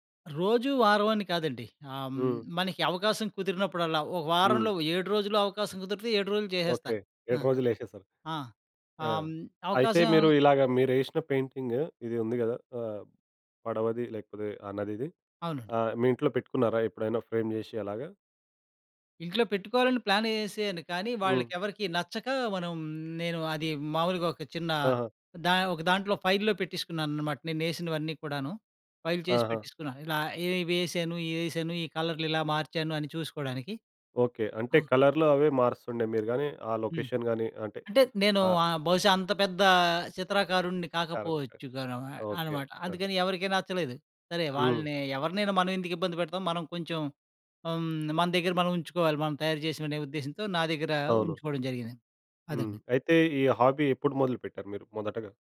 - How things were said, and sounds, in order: in English: "పెయింటింగ్"; other background noise; in English: "ఫ్రేమ్"; in English: "ఫైల్‌లో"; in English: "ఫైల్"; tapping; in English: "లొకేషన్"; in English: "హాబీ"
- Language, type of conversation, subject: Telugu, podcast, ప్రతిరోజూ మీకు చిన్న ఆనందాన్ని కలిగించే హాబీ ఏది?